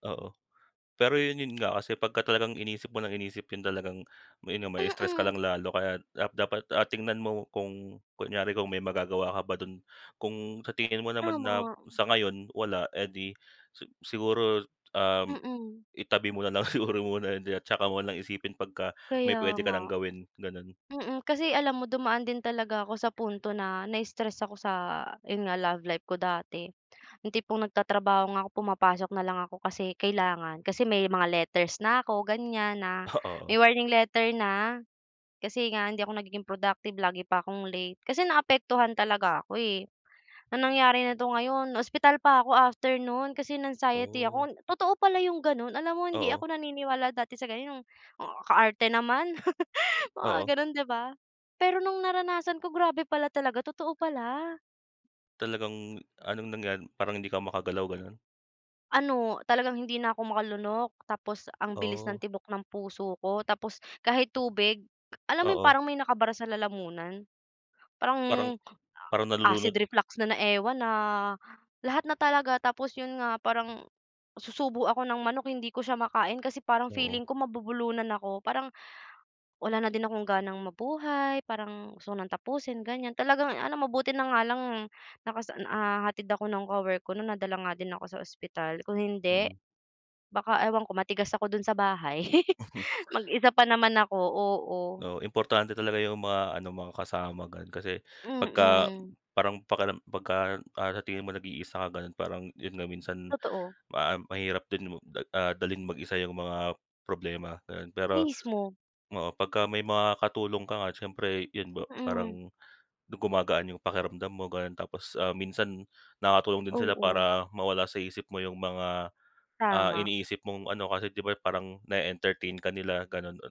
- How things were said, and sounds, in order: laughing while speaking: "siguro"; laugh; tapping; in English: "acid reflux"; other background noise; chuckle; giggle
- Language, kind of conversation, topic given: Filipino, unstructured, Paano mo inilalarawan ang pakiramdam ng stress sa araw-araw?